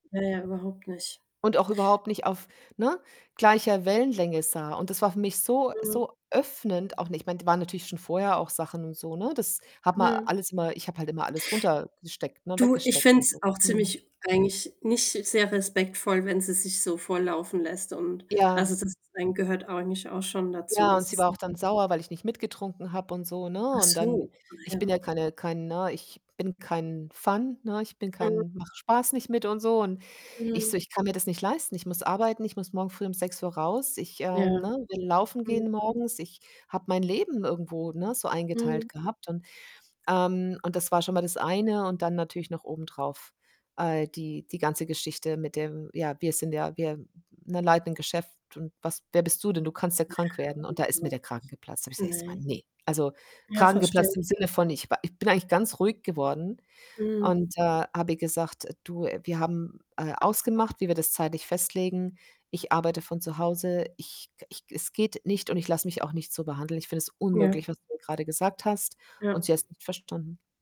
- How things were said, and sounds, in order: static; distorted speech; in English: "Fun"; unintelligible speech
- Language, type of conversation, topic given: German, unstructured, Was tust du, wenn dir jemand Unrecht tut?